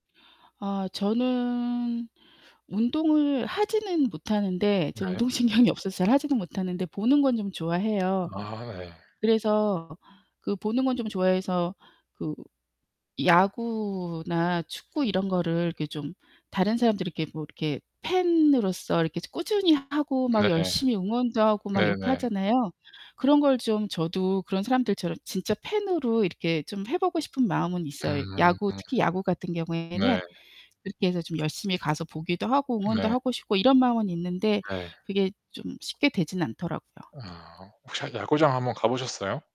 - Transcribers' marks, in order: laughing while speaking: "운동신경이"; distorted speech; tapping; other background noise
- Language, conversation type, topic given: Korean, unstructured, 취미를 즐기지 않는 사람들에 대해 어떻게 생각하시나요?